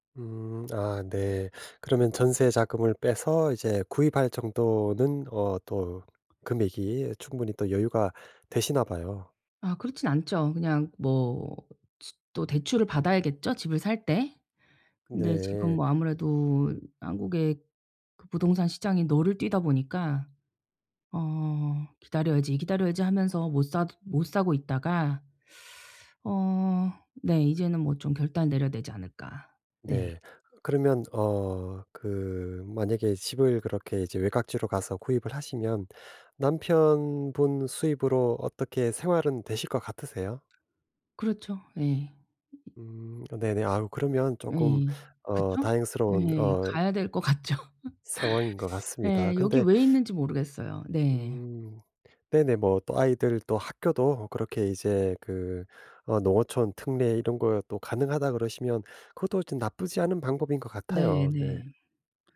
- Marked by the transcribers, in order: other background noise; tapping; laughing while speaking: "같죠"; laugh
- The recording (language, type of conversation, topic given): Korean, advice, 예상치 못한 수입 변화에 지금 어떻게 대비하고 장기적으로 적응할 수 있을까요?